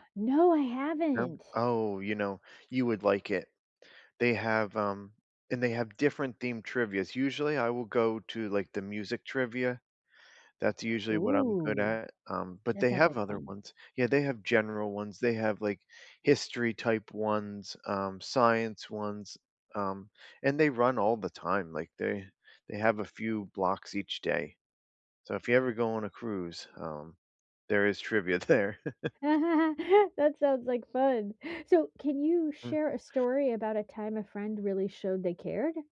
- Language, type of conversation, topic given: English, unstructured, What makes someone a good friend, in your opinion?
- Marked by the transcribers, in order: laughing while speaking: "there"; chuckle; laugh